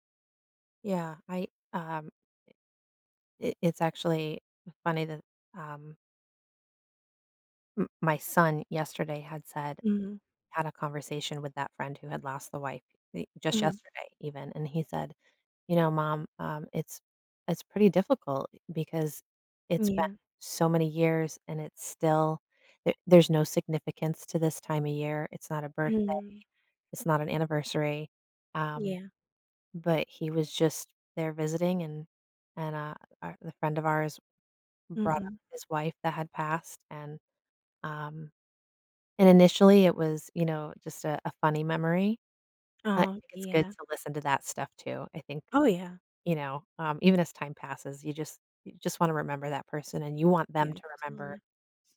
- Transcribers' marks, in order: other background noise; tapping
- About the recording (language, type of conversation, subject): English, unstructured, How can someone support a friend who is grieving?